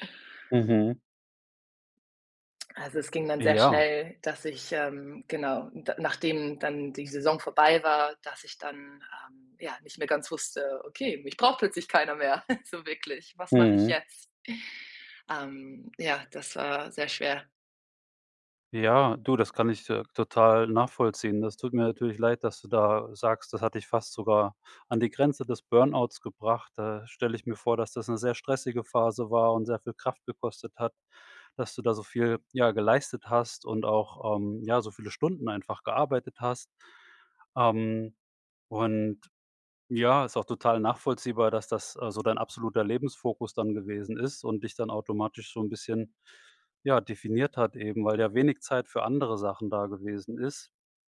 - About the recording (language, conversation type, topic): German, advice, Wie kann ich mich außerhalb meines Jobs definieren, ohne ständig nur an die Arbeit zu denken?
- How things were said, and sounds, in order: chuckle